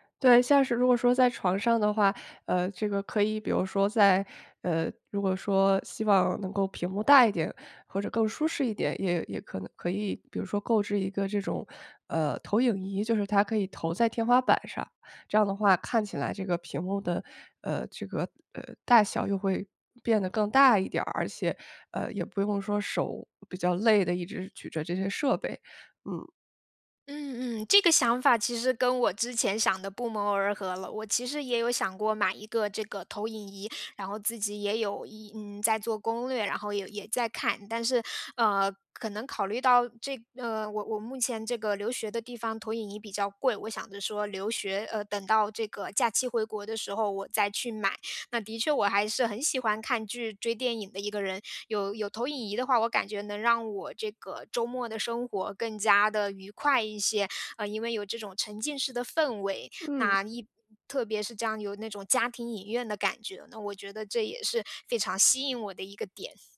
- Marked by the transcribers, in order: none
- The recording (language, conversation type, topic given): Chinese, advice, 我怎么才能在家更容易放松并享受娱乐？